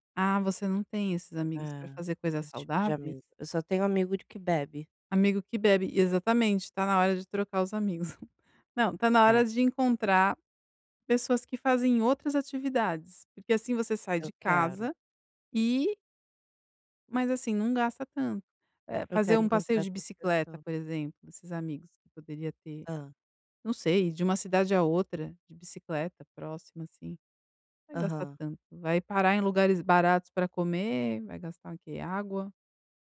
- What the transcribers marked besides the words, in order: none
- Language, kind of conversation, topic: Portuguese, advice, Como posso reduzir meus gastos sem perder qualidade de vida?
- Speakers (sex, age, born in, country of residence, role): female, 35-39, Brazil, Italy, user; female, 45-49, Brazil, Italy, advisor